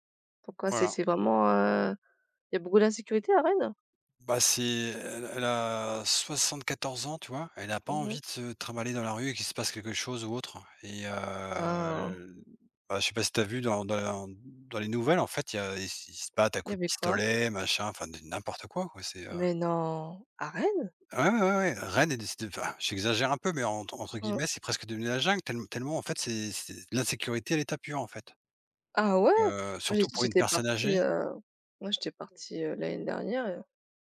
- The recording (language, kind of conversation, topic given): French, unstructured, Qu’est-ce qui te fait te sentir chez toi dans un endroit ?
- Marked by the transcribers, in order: drawn out: "heu"; stressed: "Ah"; stressed: "ouais"